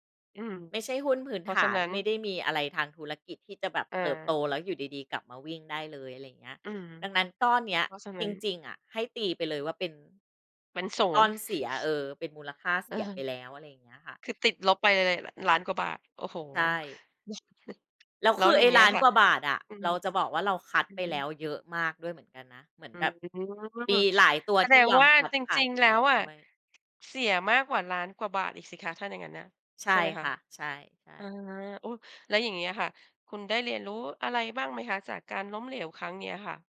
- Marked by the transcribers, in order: unintelligible speech
- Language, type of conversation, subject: Thai, podcast, คุณช่วยเล่าเรื่องความล้มเหลวครั้งที่สอนคุณมากที่สุดให้ฟังได้ไหม?